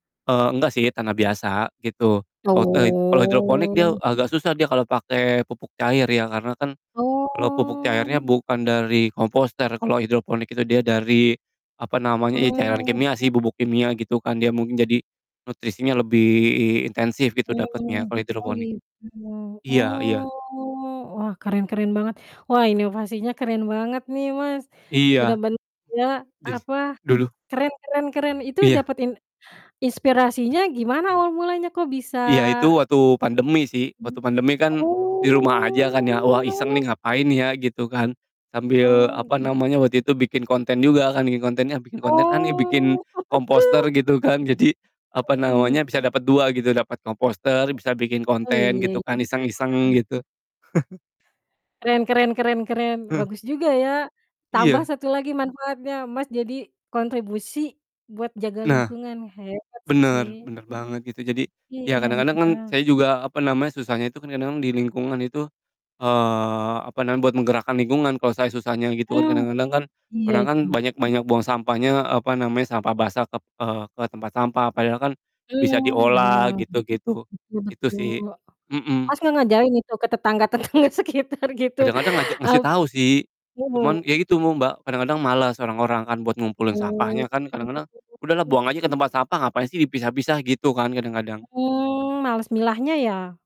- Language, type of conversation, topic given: Indonesian, unstructured, Apa saja cara sederhana yang bisa kita lakukan untuk menjaga lingkungan?
- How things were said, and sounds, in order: distorted speech; drawn out: "Oh"; drawn out: "Oh"; drawn out: "Mmm"; tapping; drawn out: "Oh"; other background noise; drawn out: "oh"; drawn out: "Oh"; chuckle; laughing while speaking: "jadi"; chuckle; static; laughing while speaking: "tetangga-tetangga sekitar gitu"; drawn out: "Oh"